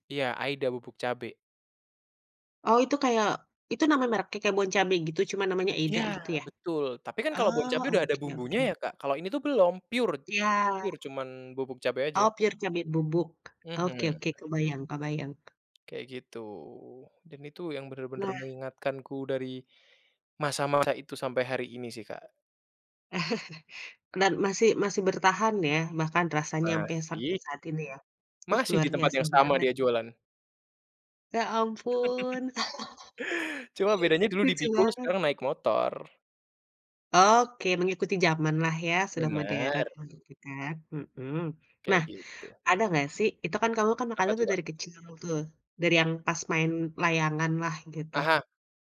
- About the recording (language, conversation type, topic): Indonesian, podcast, Ceritakan makanan favoritmu waktu kecil, dong?
- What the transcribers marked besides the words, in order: in English: "pure, pure"; tapping; in English: "pure"; other background noise; chuckle; laugh; chuckle